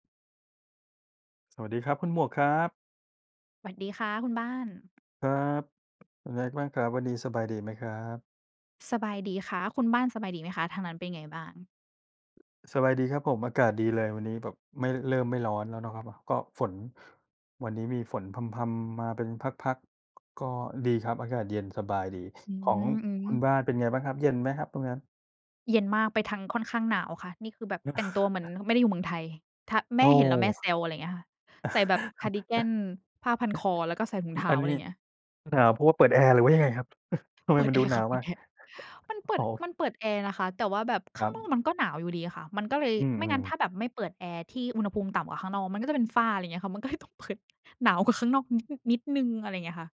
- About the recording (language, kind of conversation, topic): Thai, unstructured, อะไรทำให้คุณมีแรงบันดาลใจในการเรียนรู้?
- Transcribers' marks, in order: tapping; other background noise; chuckle; chuckle; chuckle; laughing while speaking: "เปิดแอร์ค่ะ เปิดแอร์"; laughing while speaking: "มันก็เลยต้องเปิด"